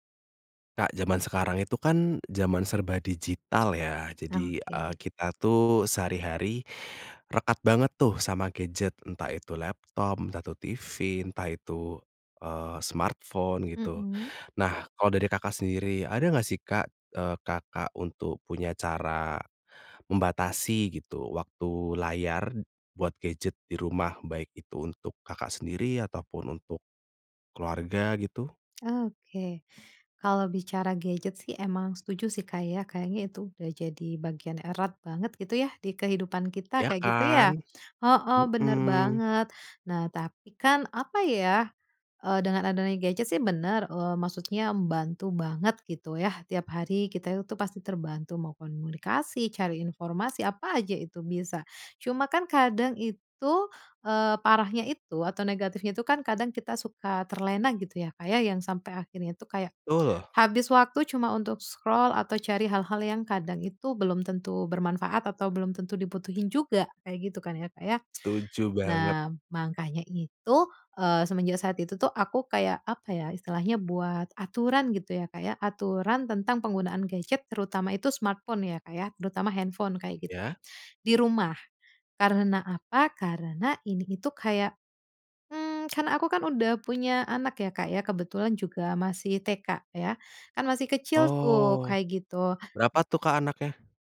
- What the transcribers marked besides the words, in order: in English: "smartphone"; "komunikasi" said as "konmunikasi"; in English: "scroll"; "makanya" said as "mangkannya"; in English: "smartphone"; other background noise
- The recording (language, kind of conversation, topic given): Indonesian, podcast, Bagaimana kalian mengatur waktu layar gawai di rumah?